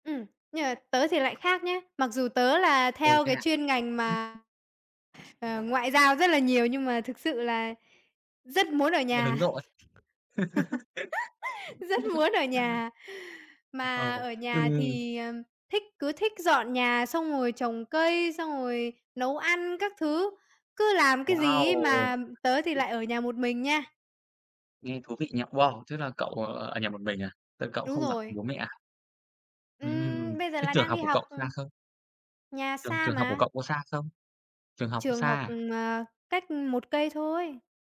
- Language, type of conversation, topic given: Vietnamese, unstructured, Bạn nghĩ gì về việc học trực tuyến thay vì đến lớp học truyền thống?
- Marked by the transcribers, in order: other background noise; other noise; chuckle; background speech